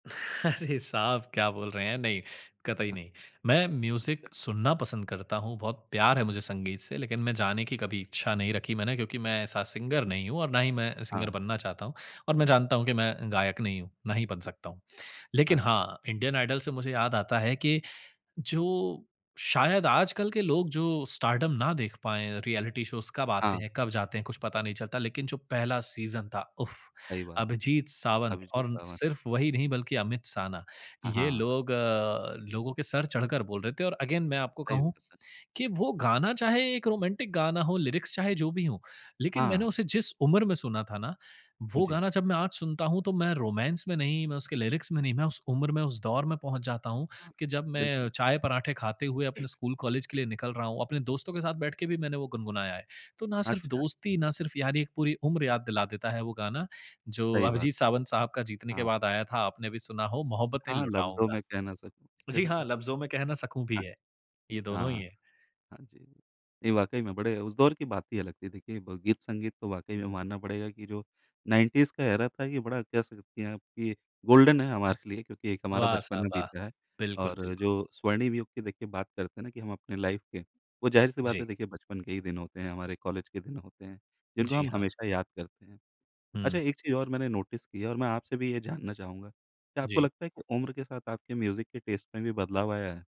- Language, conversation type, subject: Hindi, podcast, किस गाने से यारों की पुरानी दोस्ती याद आती है?
- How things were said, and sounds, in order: laughing while speaking: "अरे साहब"; in English: "स्टारडम"; in English: "रिऐलिटी शोज़"; in English: "अगेन"; in English: "रोमांटिक"; in English: "लिरिक्स"; in English: "रोमांस"; in English: "लिरिक्स"; in English: "एरा"; in English: "गोल्डन"; in English: "लाइफ़"; in English: "नोटिस"; in English: "म्यूज़िक"